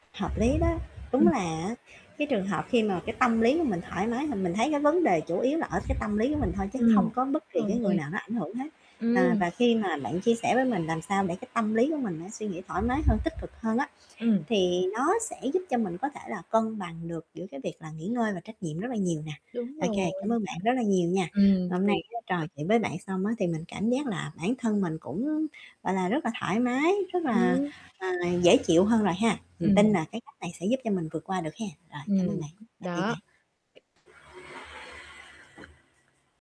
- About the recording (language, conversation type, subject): Vietnamese, advice, Làm sao tôi có thể cân bằng giữa nghỉ ngơi và trách nhiệm vào cuối tuần một cách hiệu quả?
- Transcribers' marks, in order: static; other background noise; wind; mechanical hum; tapping; distorted speech